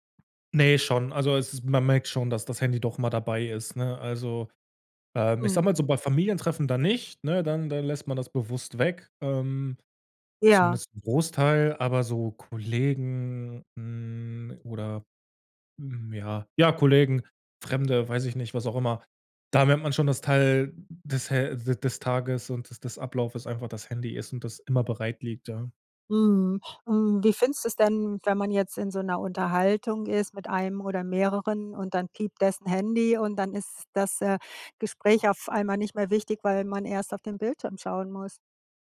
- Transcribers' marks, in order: tapping
- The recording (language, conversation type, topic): German, podcast, Wie beeinflusst dein Handy deine Beziehungen im Alltag?